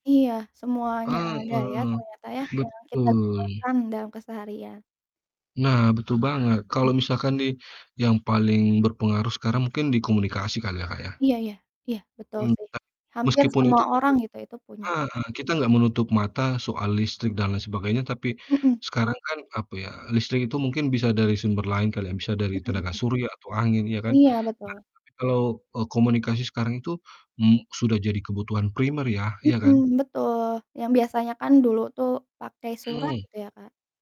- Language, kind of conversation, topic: Indonesian, unstructured, Bagaimana sains membantu kehidupan sehari-hari kita?
- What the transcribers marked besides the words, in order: other background noise; distorted speech; unintelligible speech